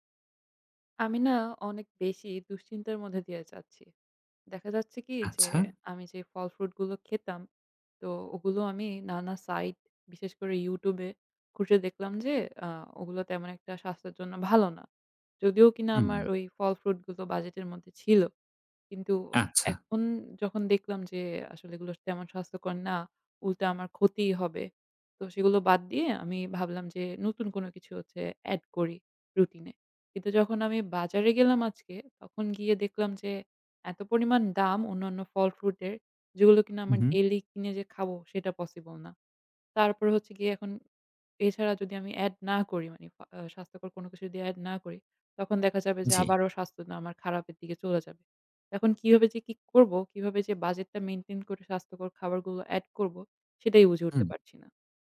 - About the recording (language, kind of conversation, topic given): Bengali, advice, বাজেটের মধ্যে স্বাস্থ্যকর খাবার কেনা কেন কঠিন লাগে?
- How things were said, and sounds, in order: in English: "add"; in English: "add"; in English: "add"; in English: "add"